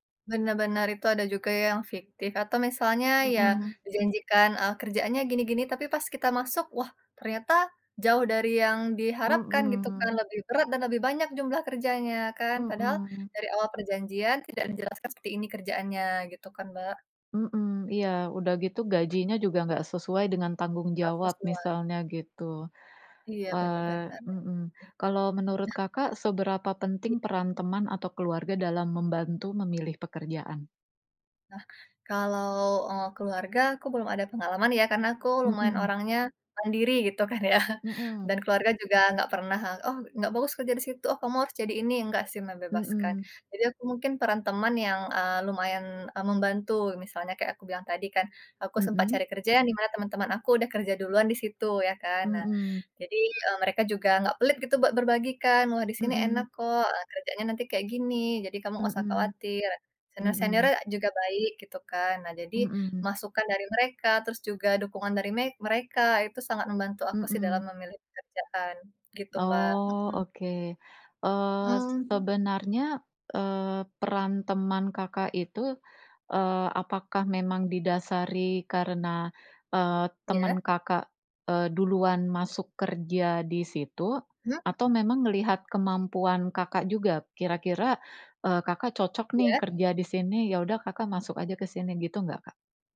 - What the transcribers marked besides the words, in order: tapping; laughing while speaking: "kan ya"
- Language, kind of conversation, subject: Indonesian, unstructured, Bagaimana cara kamu memilih pekerjaan yang paling cocok untukmu?